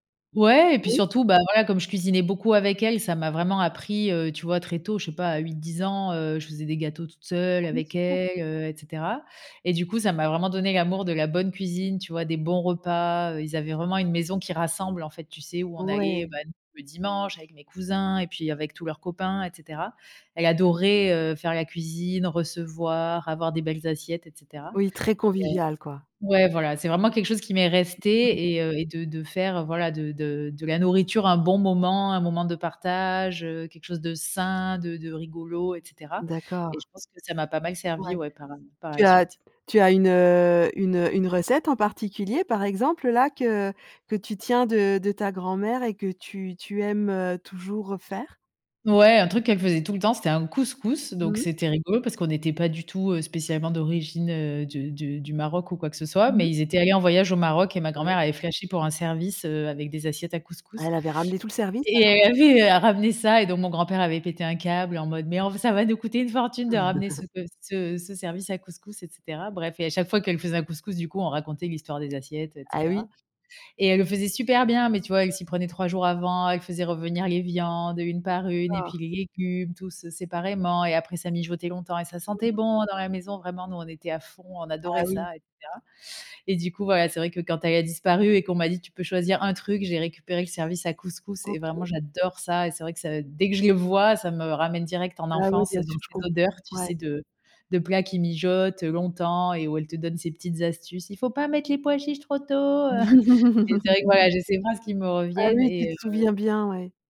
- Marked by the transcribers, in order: stressed: "Ouais"; stressed: "très"; other background noise; stressed: "sain"; chuckle; tapping; put-on voice: "Il faut pas mettre les pois chiches trop tôt"; chuckle
- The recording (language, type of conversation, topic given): French, podcast, Quelle place tenaient les grands-parents dans ton quotidien ?